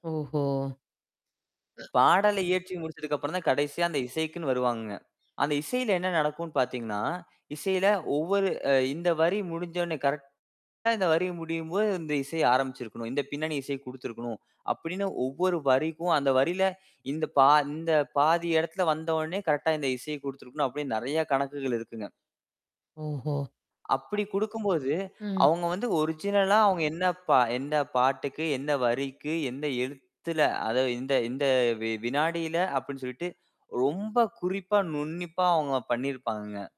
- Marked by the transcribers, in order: drawn out: "ஓஹோ!"; hiccup; other background noise; static; mechanical hum; other noise
- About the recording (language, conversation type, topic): Tamil, podcast, வெளிநாட்டு தொடர்கள் தமிழில் டப் செய்யப்படும்போது அதில் என்னென்ன மாற்றங்கள் ஏற்படுகின்றன?